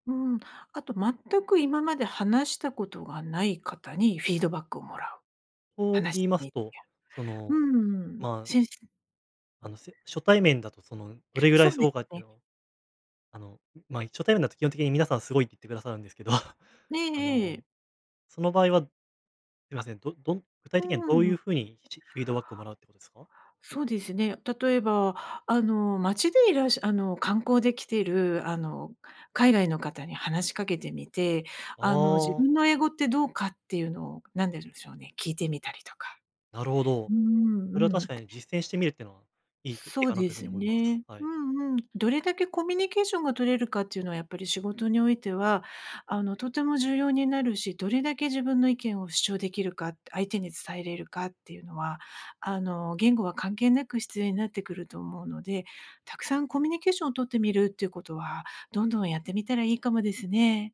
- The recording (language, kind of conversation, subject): Japanese, advice, 進捗が見えず達成感を感じられない
- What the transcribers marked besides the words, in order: other background noise; laughing while speaking: "ですけど"